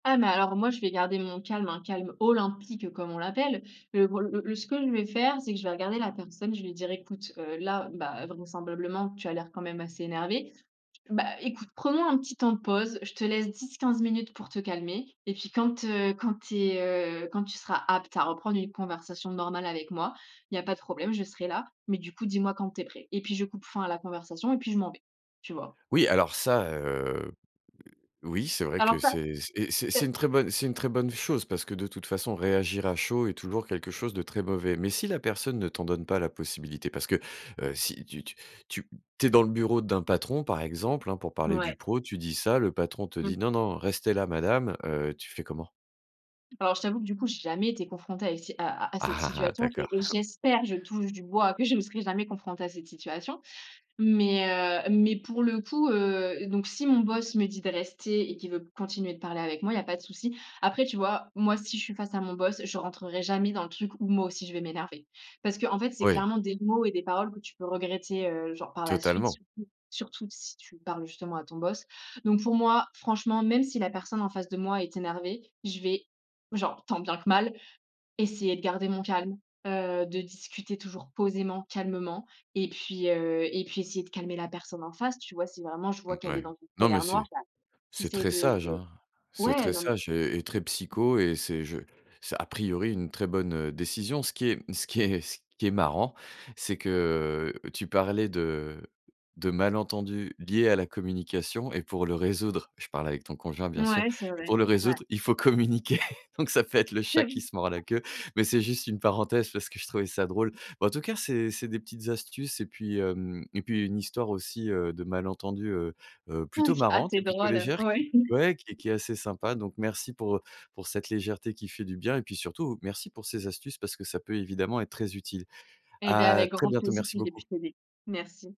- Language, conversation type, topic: French, podcast, Comment aborder un malentendu sans blâmer l’autre ?
- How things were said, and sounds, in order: stressed: "olympique"; tapping; chuckle; stressed: "j'espère"; laughing while speaking: "il faut communiquer"; other background noise; chuckle